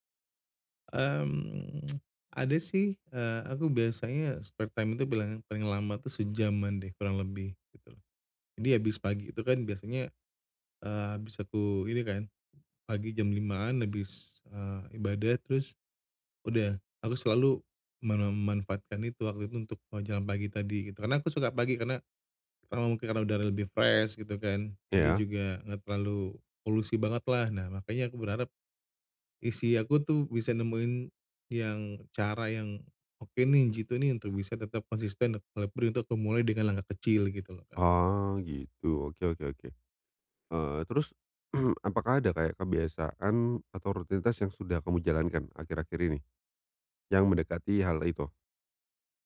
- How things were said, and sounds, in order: tsk; in English: "spare time"; "memanfaatkan" said as "menemanfaatkan"; in English: "fresh"; throat clearing
- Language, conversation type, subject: Indonesian, advice, Bagaimana cara memulai dengan langkah kecil setiap hari agar bisa konsisten?